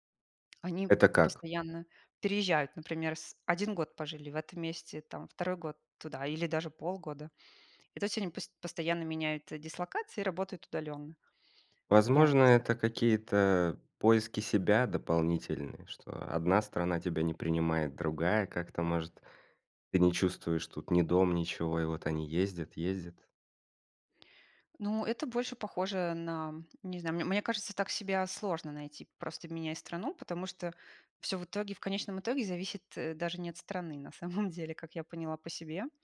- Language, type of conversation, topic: Russian, podcast, Что вы выбираете — стабильность или перемены — и почему?
- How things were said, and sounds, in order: tapping; laughing while speaking: "самом"